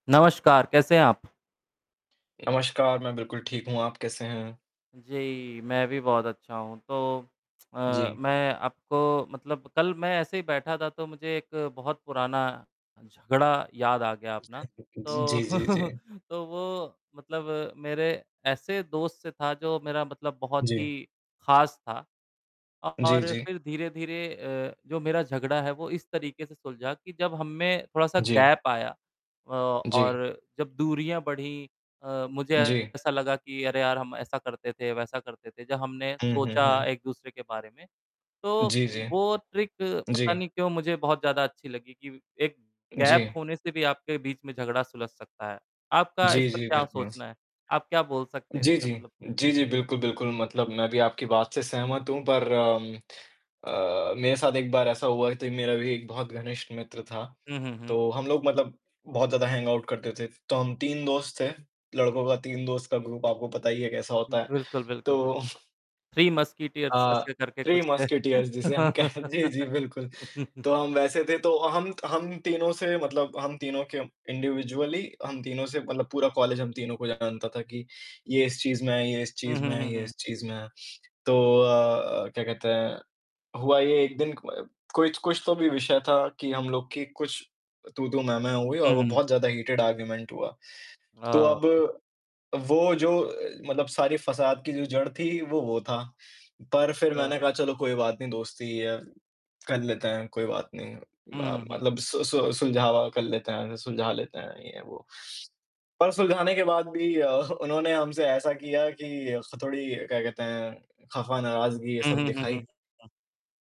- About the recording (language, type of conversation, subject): Hindi, unstructured, जब झगड़ा होता है, तो उसे कैसे सुलझाना चाहिए?
- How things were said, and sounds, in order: static; chuckle; distorted speech; in English: "गैप"; in English: "ट्रिक"; in English: "गैप"; chuckle; in English: "हैंगऑउट"; in English: "ग्रुप"; chuckle; in English: "मस्कटियर्स"; in English: "मस्कटियर्स"; laughing while speaking: "कह जी, जी, बिल्कुल"; laugh; in English: "इंडिविजुअली"; in English: "हीटिड आर्गुमेंट"; in English: "ओके"; laughing while speaking: "अ"; mechanical hum